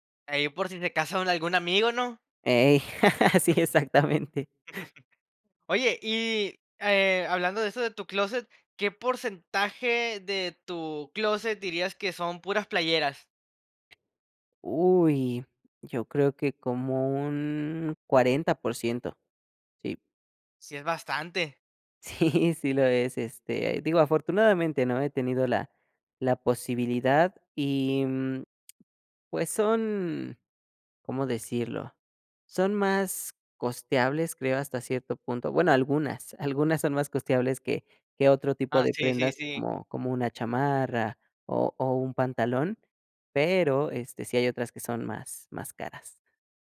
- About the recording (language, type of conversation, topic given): Spanish, podcast, ¿Qué prenda te define mejor y por qué?
- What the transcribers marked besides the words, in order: laugh; giggle; chuckle; laughing while speaking: "Sí"